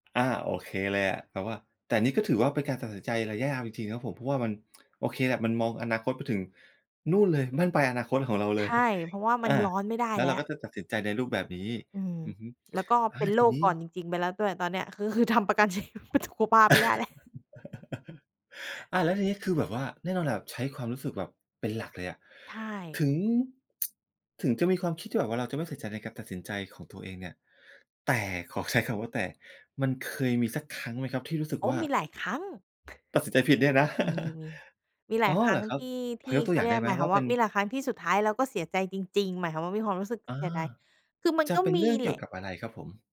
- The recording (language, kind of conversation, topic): Thai, podcast, คุณมีหลักง่ายๆ อะไรที่ใช้ตัดสินใจเรื่องระยะยาวบ้าง?
- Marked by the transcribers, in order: tsk; other background noise; laugh; laughing while speaking: "ชีวิตสุขภาพไม่ได้แล้ว"; tsk; tapping; laugh